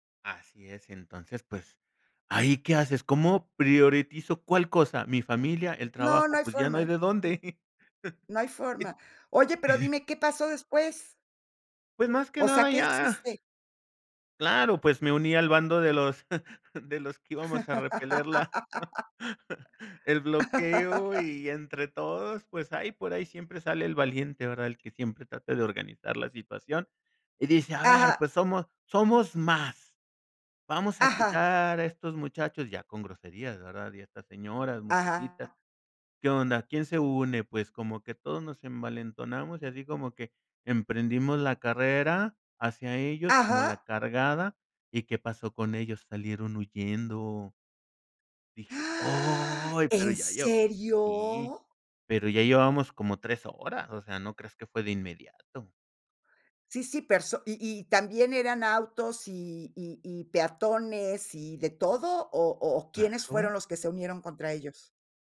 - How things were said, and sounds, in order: "priorizo" said as "prioritizo"; chuckle; chuckle; laugh; chuckle; laugh; other background noise; gasp; surprised: "¿En serio?"
- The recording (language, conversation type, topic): Spanish, podcast, ¿Qué te lleva a priorizar a tu familia sobre el trabajo, o al revés?